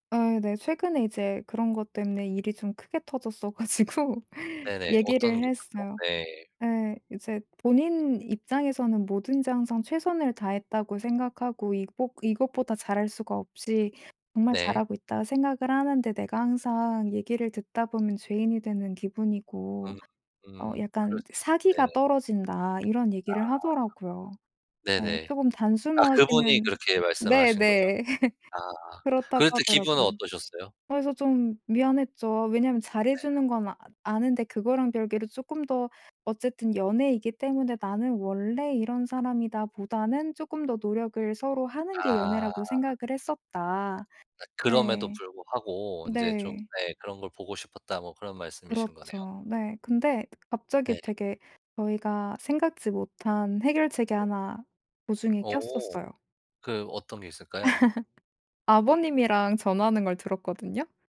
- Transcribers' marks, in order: other background noise; laughing while speaking: "가지고"; tapping; laugh; laugh
- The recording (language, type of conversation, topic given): Korean, podcast, 사랑 표현 방식이 서로 다를 때 어떻게 맞춰 가면 좋을까요?